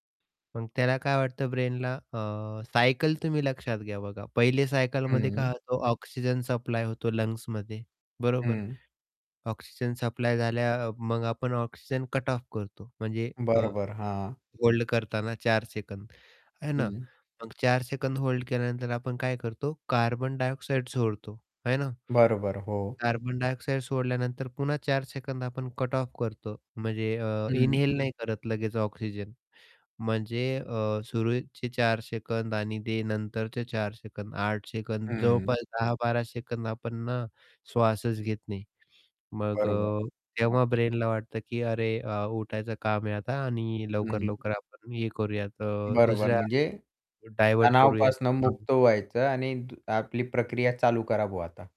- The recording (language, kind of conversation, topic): Marathi, podcast, दिवसात तणाव कमी करण्यासाठी तुमची छोटी युक्ती काय आहे?
- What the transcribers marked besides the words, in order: in English: "ब्रेनला?"; in English: "सप्लाय"; in English: "लंग्समध्ये"; in English: "सप्लाय"; distorted speech; other background noise; mechanical hum; in English: "ब्रेनला"